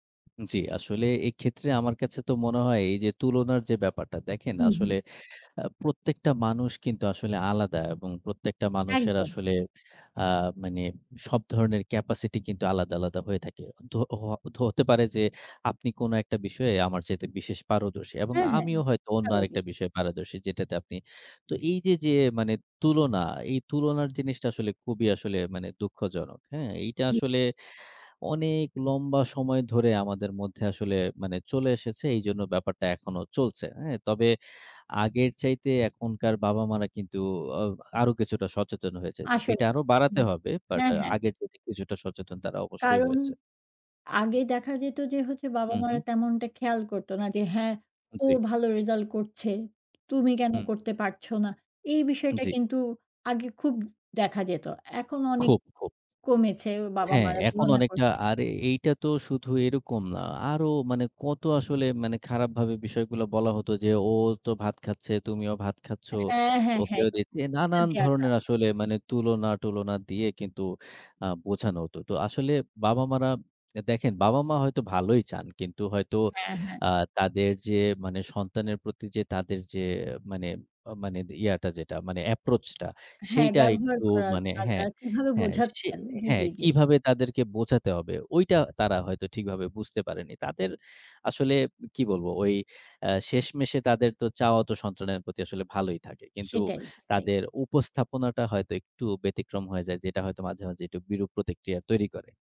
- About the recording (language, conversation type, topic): Bengali, podcast, কোন সিনেমা তোমার আবেগকে গভীরভাবে স্পর্শ করেছে?
- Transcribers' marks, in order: in English: "capacity"; unintelligible speech; in English: "approach"